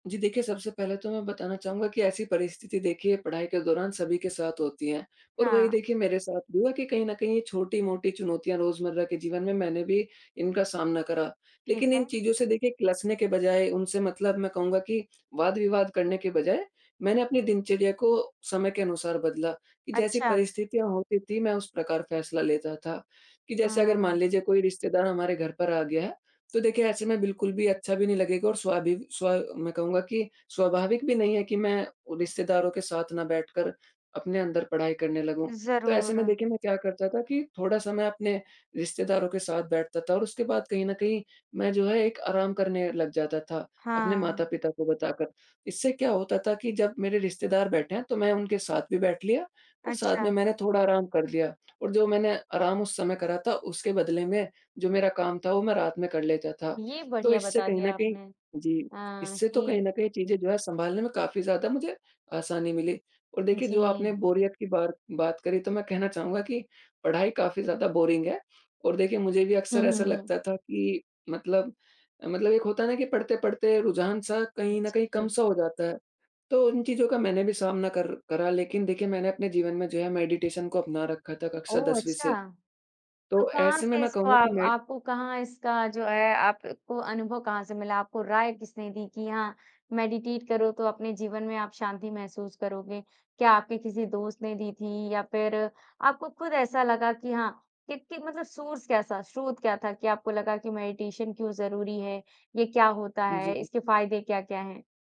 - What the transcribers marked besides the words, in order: in English: "बोरिंग"; in English: "मेडिटेशन"; in English: "मेडिटेट"; in English: "सोर्स"; in English: "मेडिटेशन"
- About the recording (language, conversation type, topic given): Hindi, podcast, क्या कभी ऐसा कोई पल आया है जब आपको बहुत गर्व महसूस हुआ हो?